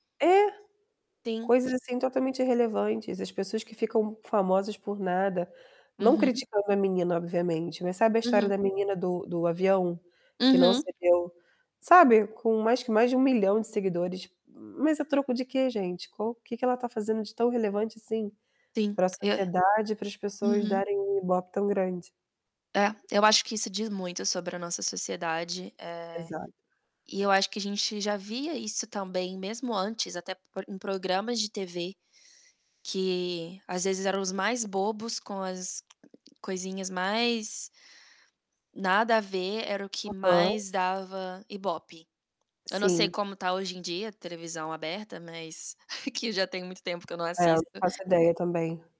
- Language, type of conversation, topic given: Portuguese, unstructured, Como você usaria a habilidade de nunca precisar dormir?
- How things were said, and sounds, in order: distorted speech; chuckle